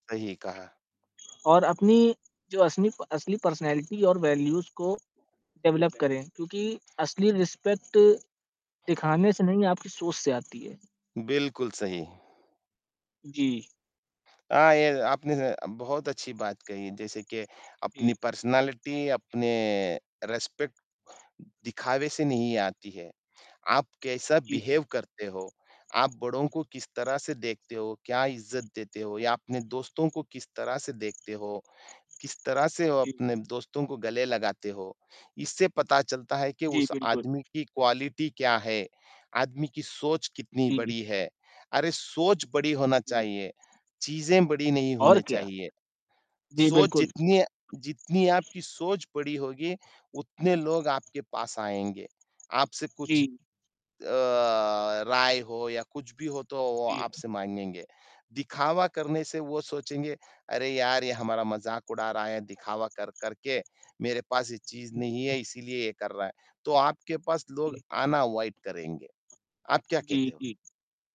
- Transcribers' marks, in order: distorted speech; other background noise; in English: "पर्सनैलिटी"; in English: "वैल्यूज़"; in English: "डेवलप"; other noise; in English: "रिस्पेक्ट"; static; in English: "पर्सनैलिटी"; in English: "रिस्पेक्ट"; in English: "बिहेव"; in English: "क्वालिटी"; in English: "अवॉइड"
- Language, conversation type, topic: Hindi, unstructured, क्या लोग केवल दिखावे के लिए ज़रूरत से ज़्यादा खरीदारी करते हैं?
- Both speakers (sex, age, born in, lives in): male, 18-19, India, India; male, 30-34, India, India